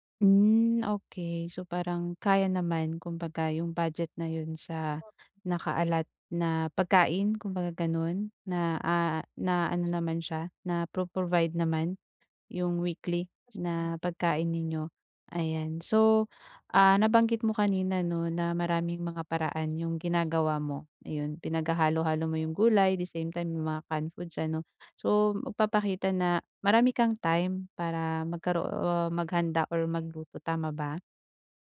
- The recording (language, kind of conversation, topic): Filipino, advice, Paano ako makakaplano ng masustansiya at abot-kayang pagkain araw-araw?
- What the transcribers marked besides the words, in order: lip smack; bird; other noise